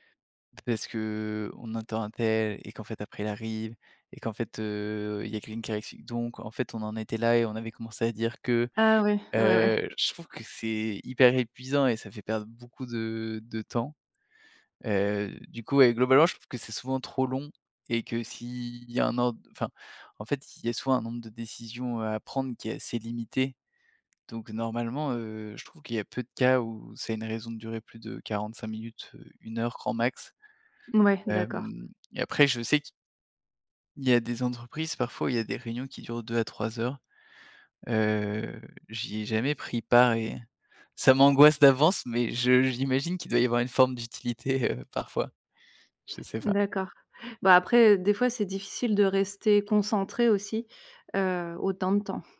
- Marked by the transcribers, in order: none
- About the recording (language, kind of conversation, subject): French, podcast, Quelle est, selon toi, la clé d’une réunion productive ?